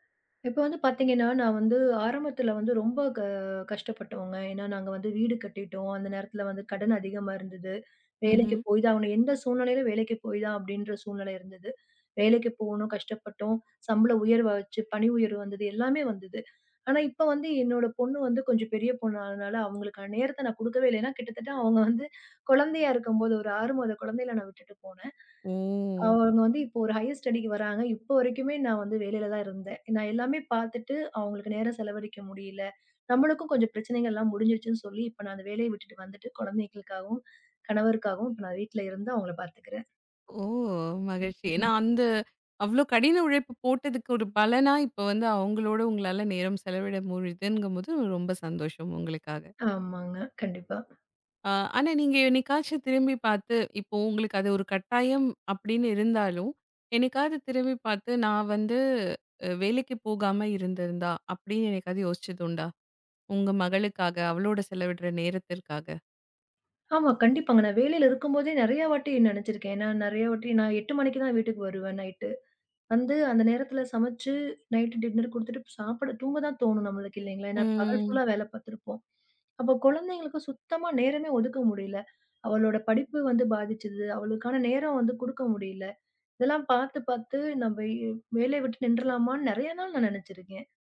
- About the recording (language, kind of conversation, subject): Tamil, podcast, சம்பளமும் வேலைத் திருப்தியும்—இவற்றில் எதற்கு நீங்கள் முன்னுரிமை அளிக்கிறீர்கள்?
- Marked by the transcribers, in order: chuckle; drawn out: "ஓ!"; in English: "ஹையர் ஸ்டடிக்கு"; other noise; in English: "நைட்"; in English: "நைட் டின்னர்"; drawn out: "ம்"; in English: "ஃபுல்லா"